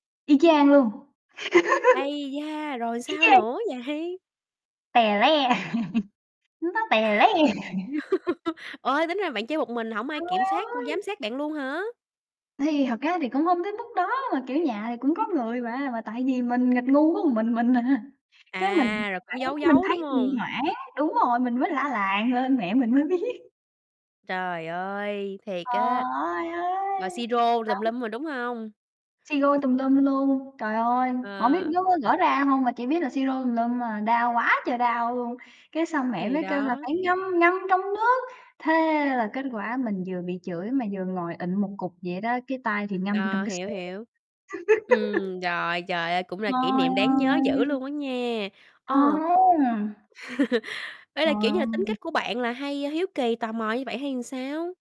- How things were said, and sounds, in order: static; laugh; laughing while speaking: "vậy?"; laugh; other background noise; laugh; laughing while speaking: "biết"; tapping; distorted speech; laugh; laugh
- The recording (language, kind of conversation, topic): Vietnamese, podcast, Bạn có còn nhớ lần tò mò lớn nhất hồi bé của mình không?
- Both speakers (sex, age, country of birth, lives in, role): female, 25-29, Vietnam, Vietnam, guest; female, 30-34, Vietnam, Vietnam, host